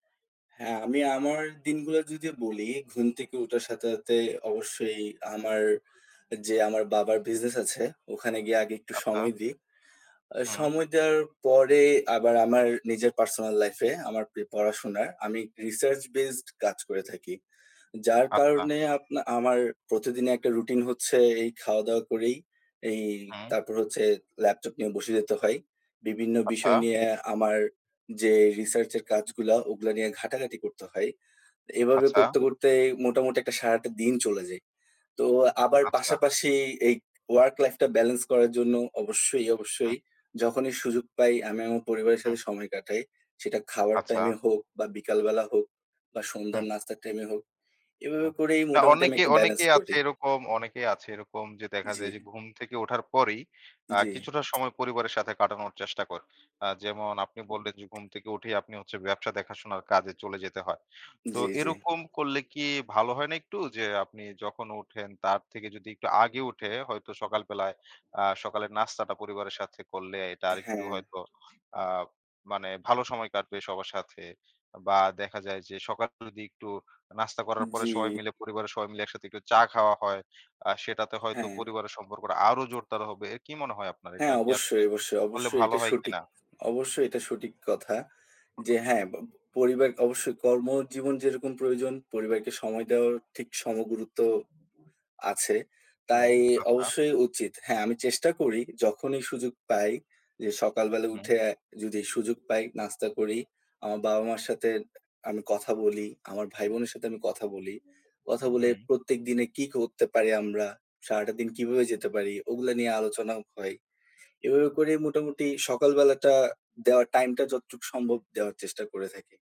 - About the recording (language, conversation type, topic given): Bengali, podcast, কর্মজীবন ও ব্যক্তিজীবনের ভারসাম্য বজায় রাখতে আপনি পরিবারকে কীভাবে যুক্ত রাখেন?
- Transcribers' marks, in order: other background noise; tapping